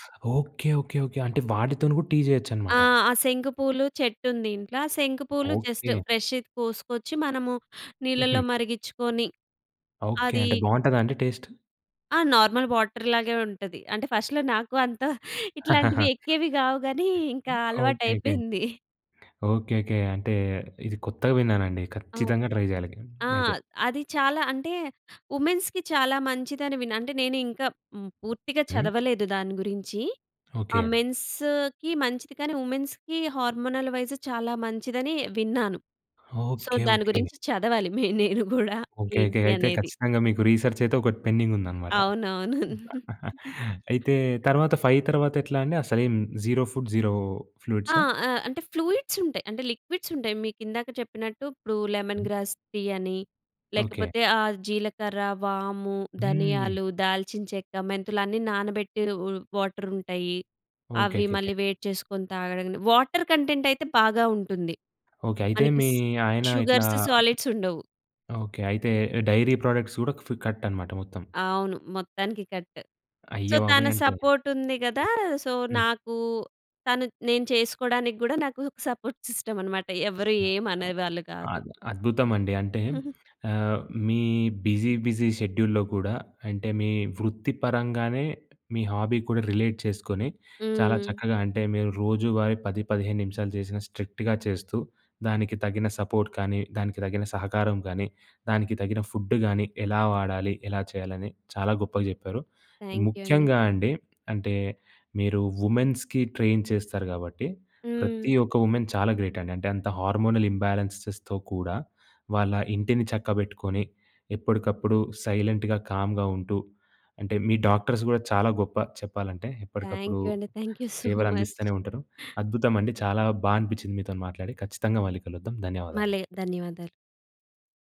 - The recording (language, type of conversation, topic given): Telugu, podcast, ఇంటి పనులు, బాధ్యతలు ఎక్కువగా ఉన్నప్పుడు హాబీపై ఏకాగ్రతను ఎలా కొనసాగిస్తారు?
- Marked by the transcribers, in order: other background noise; in English: "జస్ట్ ఫ్రెష్‌ది"; in English: "టేస్ట్?"; in English: "నార్మల్ వాటర్"; in English: "ఫస్ట్‌లో"; chuckle; chuckle; in English: "ట్రై"; in English: "వుమెన్స్‌కి"; in English: "మెన్స్‌కి"; in English: "వుమెన్స్‌కి హార్మోనల్ వైస్"; in English: "సో"; laughing while speaking: "మే నేను గూడా"; in English: "రిసెర్చ్"; in English: "పెండింగ్"; laugh; chuckle; in English: "ఫైవ్"; in English: "జీరో ఫుడ్, జీరో"; in English: "ఫ్లూయిడ్స్"; in English: "లిక్విడ్స్"; in English: "లెమన్ గ్రాస్ టీ"; in English: "వాటర్"; in English: "వాటర్ కంటెంట్"; in English: "షుగర్స్, సాలిడ్స్"; in English: "డైరీ ప్రోడక్ట్స్"; in English: "కట్"; in English: "కట్. సో"; in English: "సపోర్ట్"; in English: "సో"; in English: "సపోర్ట్ సిస్టమ్"; in English: "బిజీ బిజీ షెడ్యూల్‌లో"; giggle; in English: "హాబీ"; in English: "రిలేట్"; in English: "స్ట్రిక్ట్‌గా"; in English: "సపోర్ట్"; in English: "ఫుడ్"; in English: "వుమెన్స్‌కి ట్రైన్"; in English: "వుమెన్"; in English: "గ్రేట్"; in English: "హార్మోనల్ ఇంబ్యాలెన్సెస్‍తో"; in English: "సైలెంట్‌గా, కామ్‌గా"; in English: "డాక్టర్స్"; in English: "థాంక్ యూ సో మచ్"; laughing while speaking: "సో మచ్"